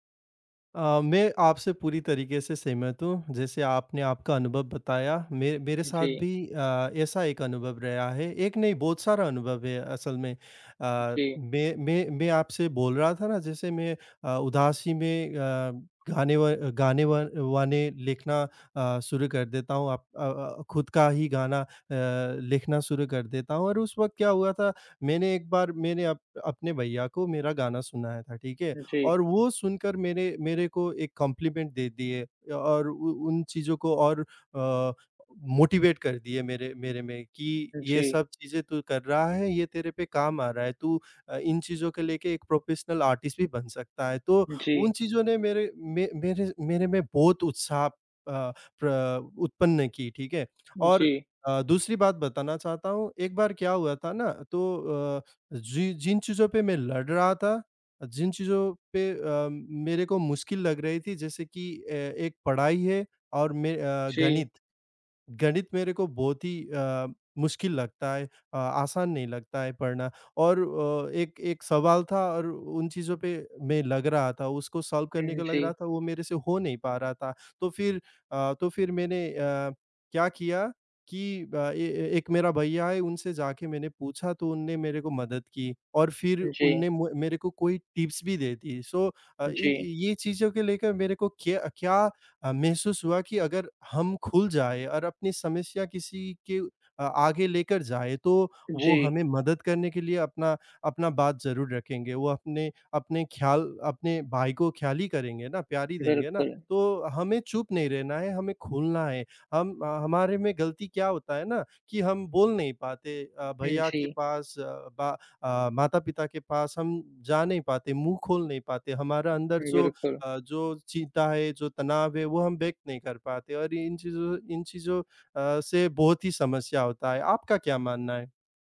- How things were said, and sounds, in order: other background noise; in English: "कम्प्लीमेंट"; in English: "मोटिवेट"; in English: "प्रोफ़ेशनल आर्टिस्ट"; in English: "सॉल्व"; in English: "टिप्स"; tapping
- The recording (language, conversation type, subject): Hindi, unstructured, खुशी पाने के लिए आप क्या करते हैं?